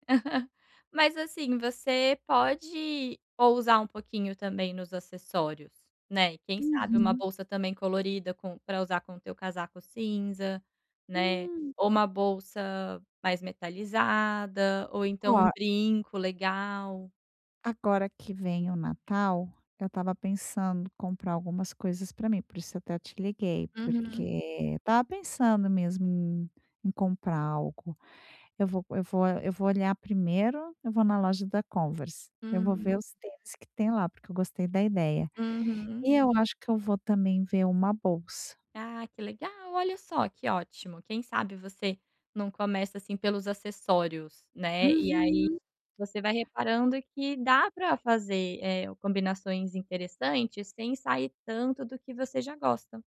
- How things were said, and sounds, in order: laugh
- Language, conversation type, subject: Portuguese, advice, Como posso escolher roupas que me caiam bem e me façam sentir bem?